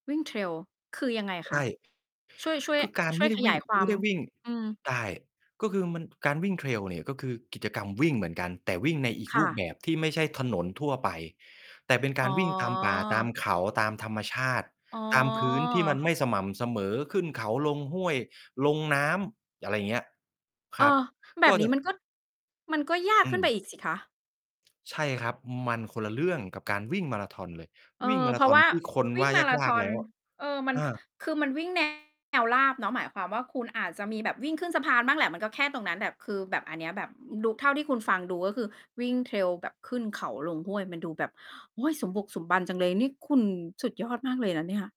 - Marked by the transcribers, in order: mechanical hum; "ก็" said as "ก๊อด"; distorted speech
- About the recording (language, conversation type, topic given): Thai, podcast, งานอดิเรกนี้เปลี่ยนชีวิตคุณไปอย่างไรบ้าง?